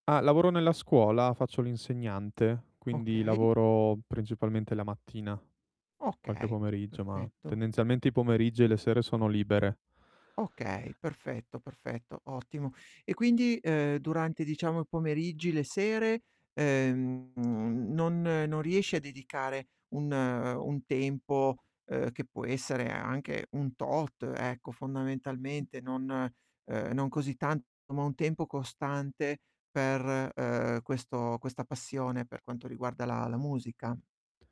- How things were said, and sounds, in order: distorted speech; other background noise
- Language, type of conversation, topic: Italian, advice, Come posso mantenere una pratica creativa costante e documentare i miei progressi?